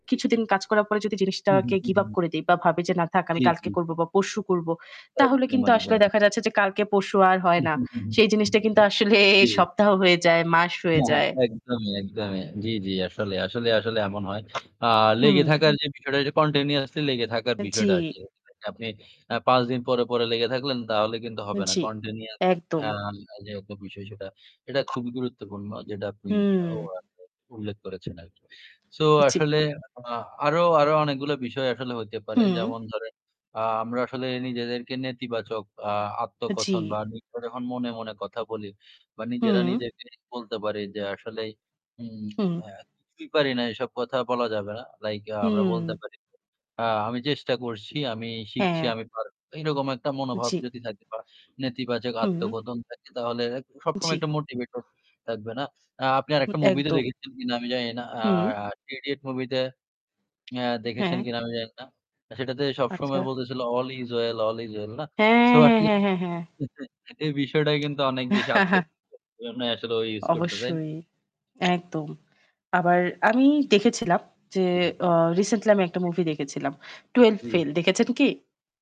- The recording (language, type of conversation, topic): Bengali, unstructured, নিজের প্রতি বিশ্বাস কীভাবে বাড়ানো যায়?
- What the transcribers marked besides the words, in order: unintelligible speech; static; laughing while speaking: "আসলে"; other background noise; in English: "continuously"; unintelligible speech; unintelligible speech; distorted speech; "থাকবে" said as "তাকবে"; chuckle; chuckle; unintelligible speech; "Twelfth Fail" said as "Twelve Fail"